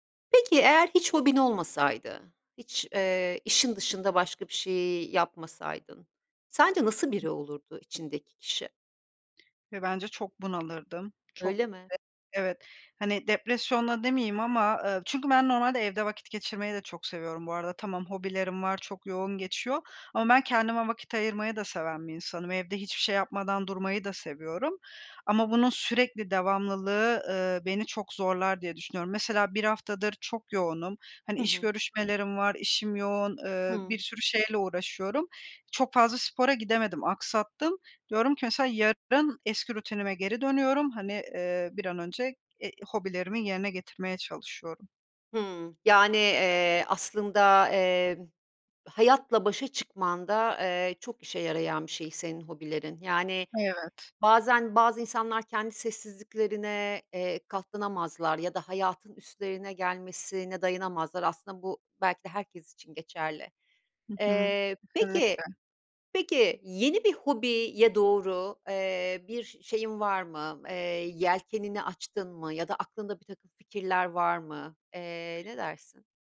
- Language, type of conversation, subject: Turkish, podcast, Hobiler stresle başa çıkmana nasıl yardımcı olur?
- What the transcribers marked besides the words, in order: other background noise; tapping; unintelligible speech